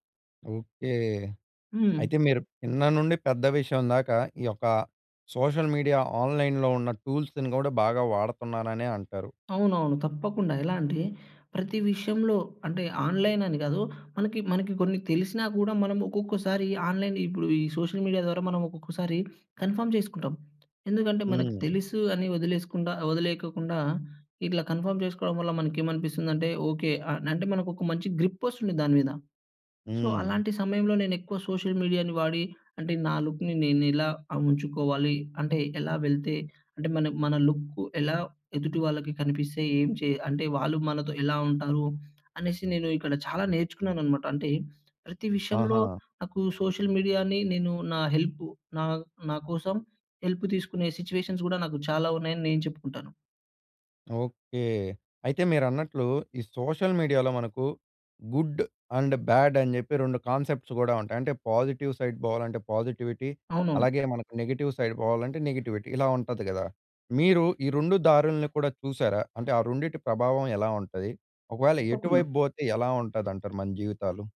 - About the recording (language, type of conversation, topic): Telugu, podcast, సోషల్ మీడియా మీ లుక్‌పై ఎంత ప్రభావం చూపింది?
- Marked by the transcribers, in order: in English: "సోషల్ మీడియా ఆన్‍లైన్‍లో"; in English: "టూల్స్‌ని"; in English: "ఆన్‍లైనని"; in English: "ఆన్‍లైన్"; in English: "సోషల్ మీడియా"; in English: "కన్ఫర్మ్"; other background noise; in English: "కన్ఫర్మ్"; in English: "సో"; in English: "సోషల్ మీడియా‌ని"; in English: "లుక్‌ని"; in English: "సోషల్ మీడియాని"; in English: "సిచువేషన్స్"; in English: "సోషల్ మీడియాలో"; in English: "గుడ్ అండ్ బాడ్"; in English: "కాన్సెప్ట్స్"; in English: "పాజిటివ్ సైడ్"; in English: "పాజిటివిటీ"; in English: "నెగెటివ్ సైడ్"; in English: "నెగటివిటీ"; in English: "రెండిటి"